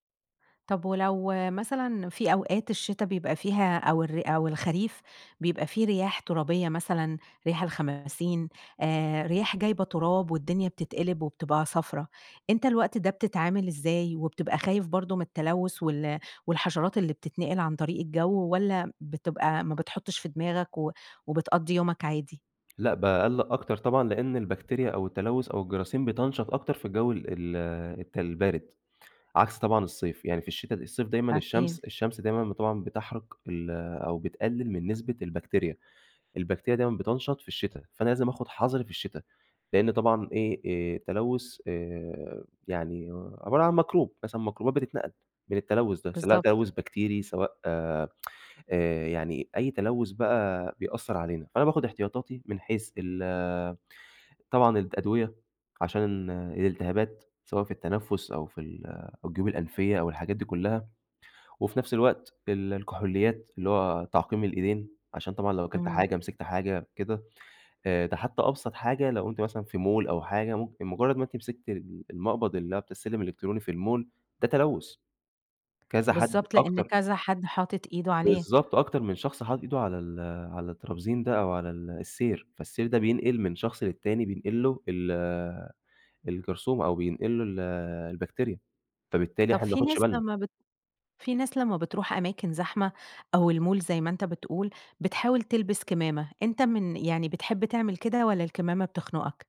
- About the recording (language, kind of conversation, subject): Arabic, podcast, إزاي التلوث بيأثر على صحتنا كل يوم؟
- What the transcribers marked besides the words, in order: tapping; tsk; in English: "mall"; in English: "الmall"; in English: "الmall"